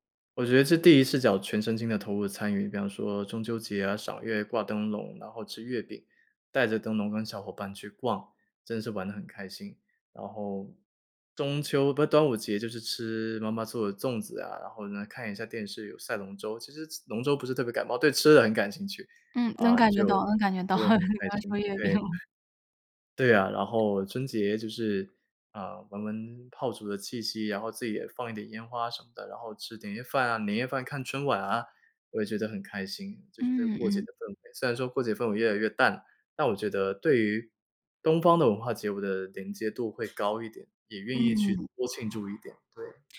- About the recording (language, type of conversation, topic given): Chinese, podcast, 有没有哪次当地节庆让你特别印象深刻？
- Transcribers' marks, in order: teeth sucking; laughing while speaking: "你刚刚说月饼"; chuckle; other background noise